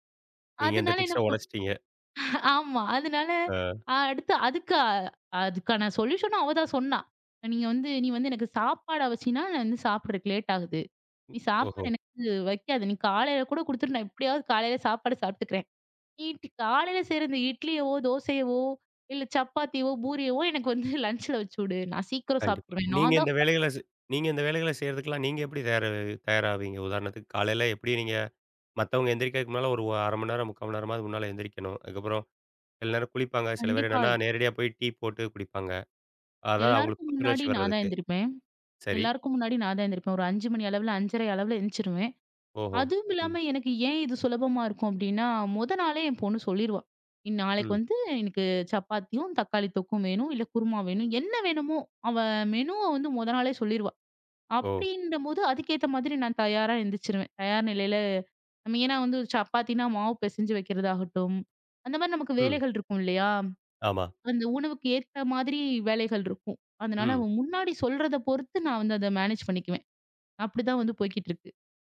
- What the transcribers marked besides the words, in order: in English: "ட்ரிக்ச"; chuckle; in English: "சொல்யூஷனும்"; unintelligible speech; other background noise; in English: "மேனேஜ்"
- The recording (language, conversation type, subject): Tamil, podcast, உங்கள் வீட்டில் காலை வழக்கம் எப்படி இருக்கிறது?